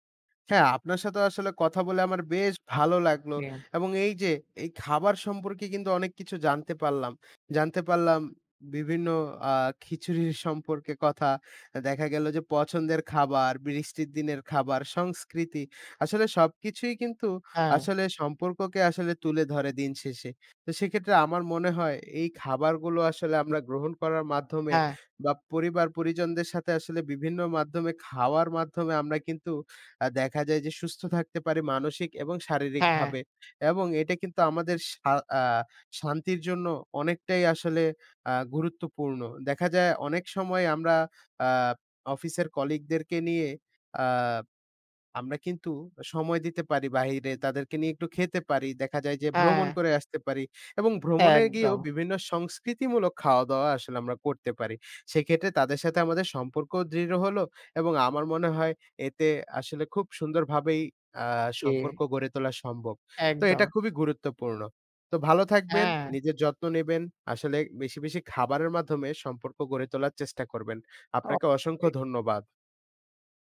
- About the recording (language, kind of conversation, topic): Bengali, unstructured, আপনার মতে, খাবারের মাধ্যমে সম্পর্ক গড়ে তোলা কতটা গুরুত্বপূর্ণ?
- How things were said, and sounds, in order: none